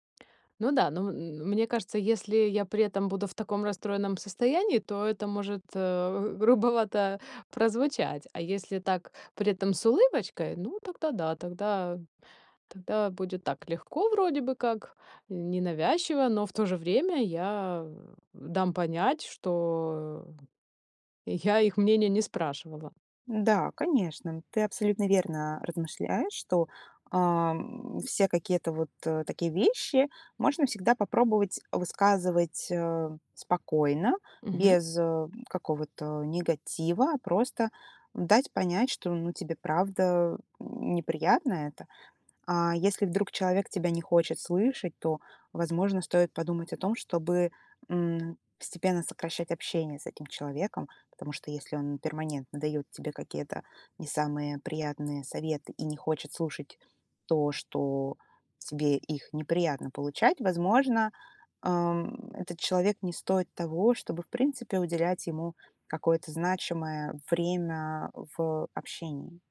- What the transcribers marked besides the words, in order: none
- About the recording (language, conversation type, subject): Russian, advice, Как реагировать на критику вашей внешности или стиля со стороны родственников и знакомых?